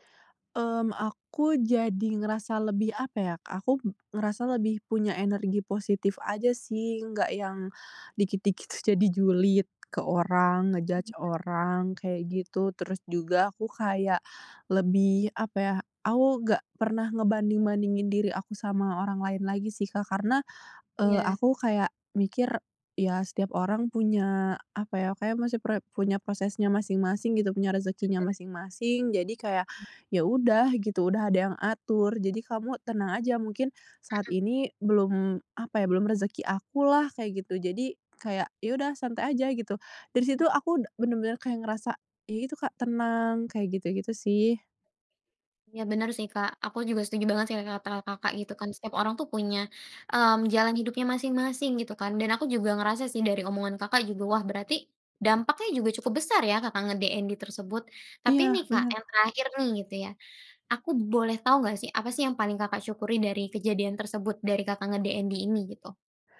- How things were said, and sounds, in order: in English: "nge-judge"; other background noise; unintelligible speech; in English: "nge-DND"; in English: "nge-DND"
- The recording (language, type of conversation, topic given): Indonesian, podcast, Bisakah kamu menceritakan momen tenang yang membuatmu merasa hidupmu berubah?